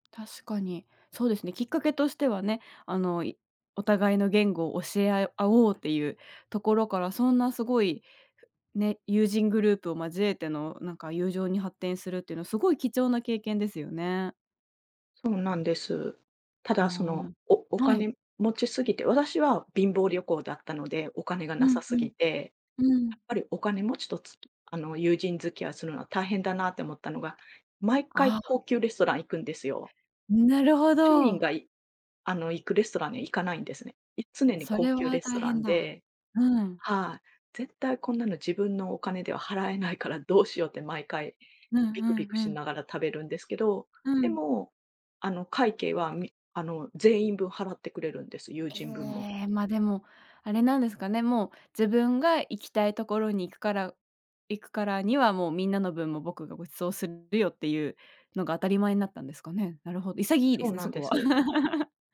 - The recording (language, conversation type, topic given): Japanese, podcast, 旅先で出会った面白い人について聞かせていただけますか？
- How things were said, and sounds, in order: tapping; other background noise; chuckle